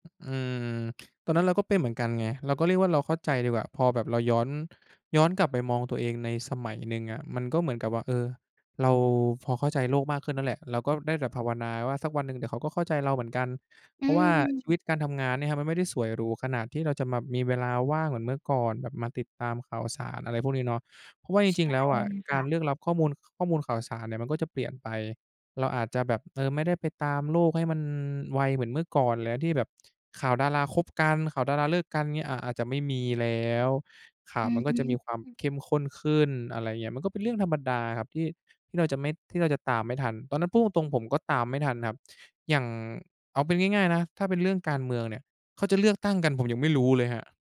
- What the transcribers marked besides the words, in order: tapping
- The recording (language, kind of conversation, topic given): Thai, podcast, คุณเคยทำดีท็อกซ์ดิจิทัลไหม แล้วเป็นอย่างไรบ้าง?